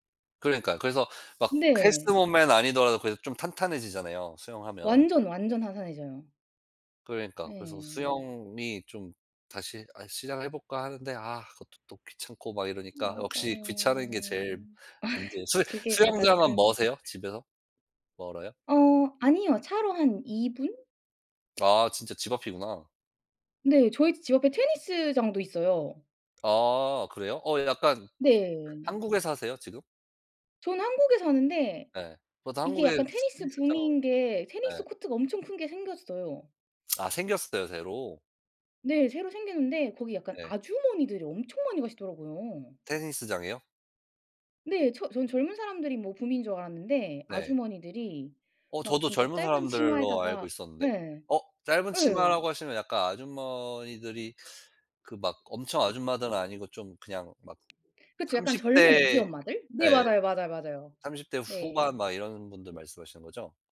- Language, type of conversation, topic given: Korean, unstructured, 운동을 꾸준히 하는 것이 정말 중요하다고 생각하시나요?
- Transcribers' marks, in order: laugh; other background noise; tapping; unintelligible speech